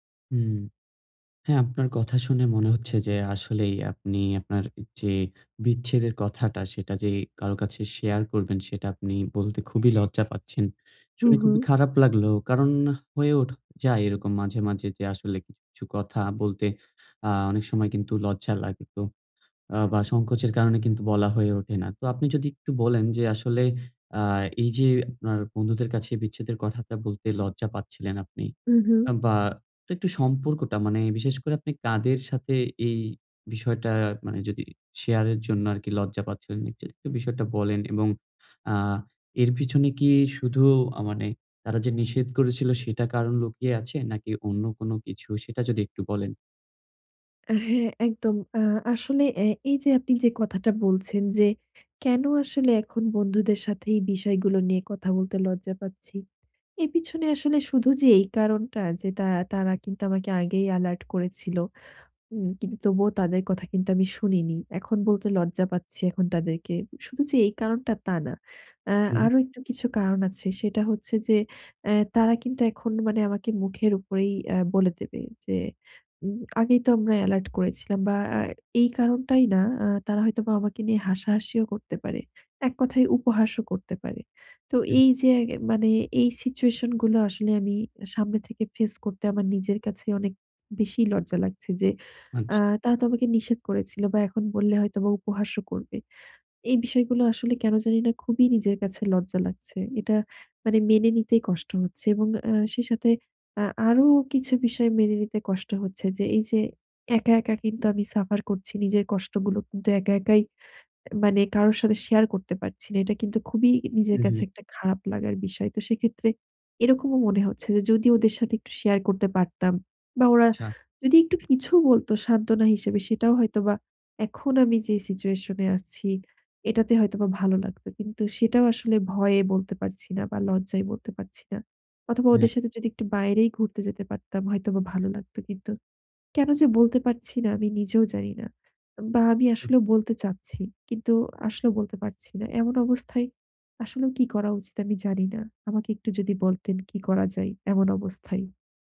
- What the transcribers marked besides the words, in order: in English: "এলার্ট"; in English: "এলার্ট"; stressed: "বেশি"; throat clearing; unintelligible speech; sad: "আসলেও কি করা উচিত আমি … যায় এমন অবস্থায়?"
- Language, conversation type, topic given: Bengali, advice, বন্ধুদের কাছে বিচ্ছেদের কথা ব্যাখ্যা করতে লজ্জা লাগলে কীভাবে বলবেন?